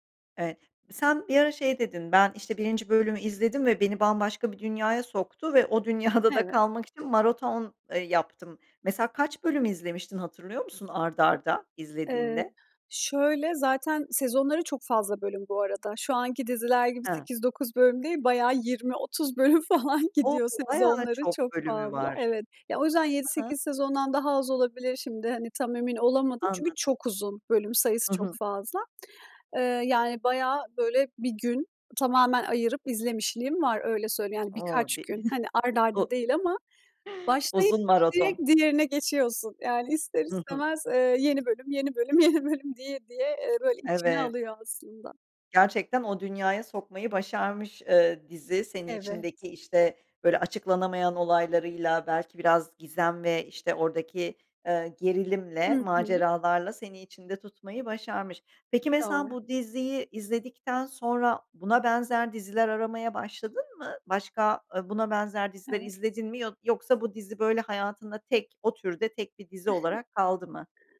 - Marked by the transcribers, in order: laughing while speaking: "dünyada da"; laughing while speaking: "bölüm falan"; chuckle; laughing while speaking: "yeni bölüm"; chuckle
- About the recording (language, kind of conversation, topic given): Turkish, podcast, Hangi dizi seni bambaşka bir dünyaya sürükledi, neden?